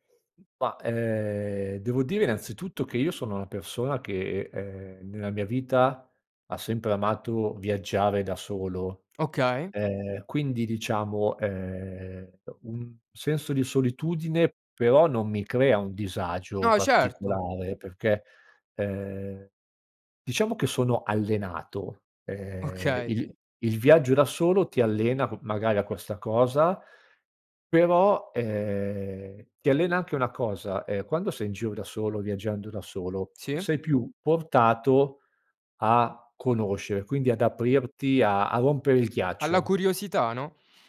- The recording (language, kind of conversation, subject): Italian, podcast, Come si supera la solitudine in città, secondo te?
- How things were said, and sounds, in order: other background noise; drawn out: "ehm"